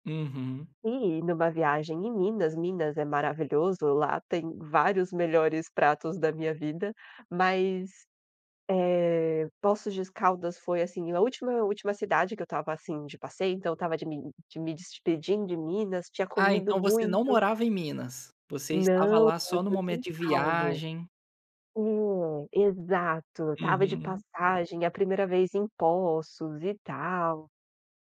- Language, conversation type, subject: Portuguese, podcast, Qual foi a melhor comida que você já provou e por quê?
- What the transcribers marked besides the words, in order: none